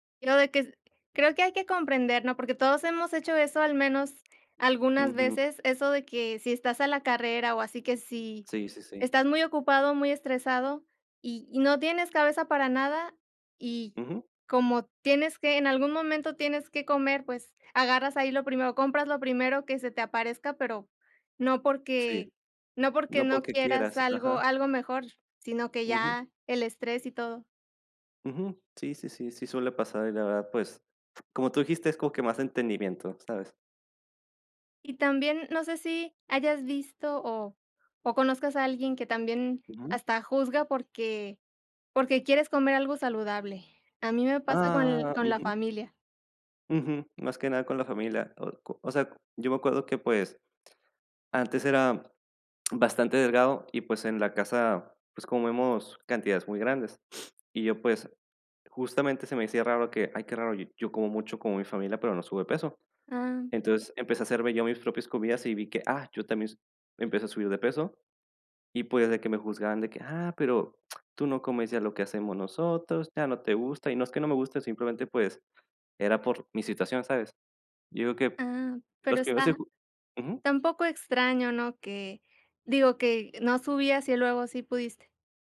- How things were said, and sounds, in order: tapping; sniff; "esta" said as "ta"
- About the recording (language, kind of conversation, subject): Spanish, unstructured, ¿Crees que las personas juzgan a otros por lo que comen?
- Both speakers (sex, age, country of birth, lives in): female, 30-34, Mexico, Mexico; male, 18-19, Mexico, Mexico